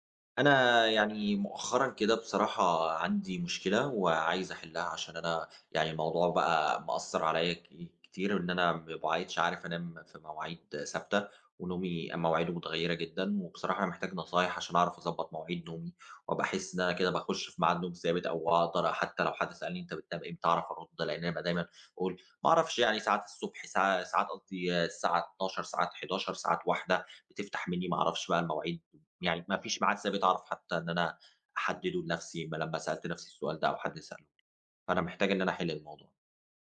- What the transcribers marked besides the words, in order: tapping
- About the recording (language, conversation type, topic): Arabic, advice, إزاي أقدر ألتزم بمواعيد نوم ثابتة؟